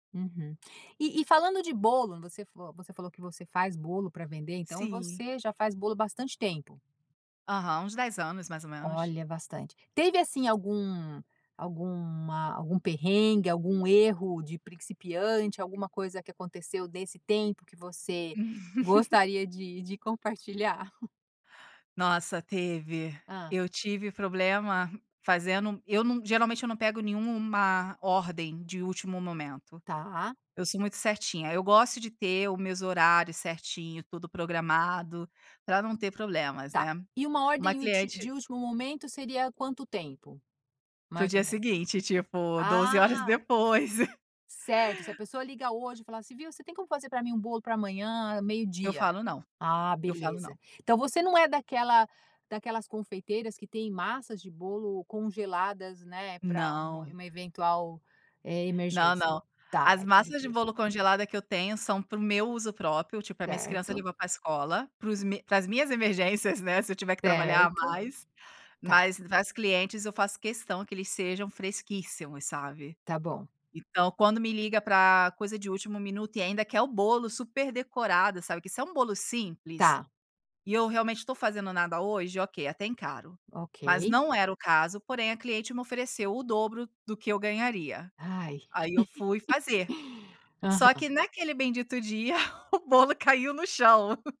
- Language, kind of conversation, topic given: Portuguese, podcast, O que você acha que todo mundo deveria saber cozinhar?
- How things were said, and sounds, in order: laugh; chuckle; laugh; chuckle